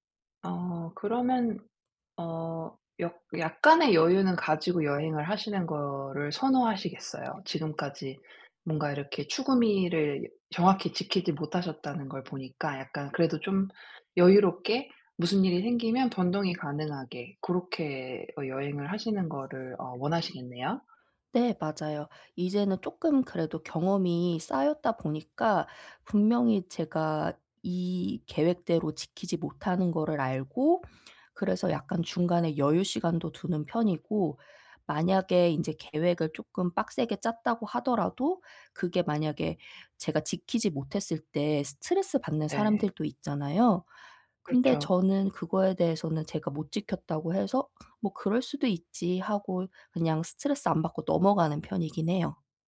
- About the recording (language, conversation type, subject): Korean, advice, 중요한 결정을 내릴 때 결정 과정을 단순화해 스트레스를 줄이려면 어떻게 해야 하나요?
- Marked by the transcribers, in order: other background noise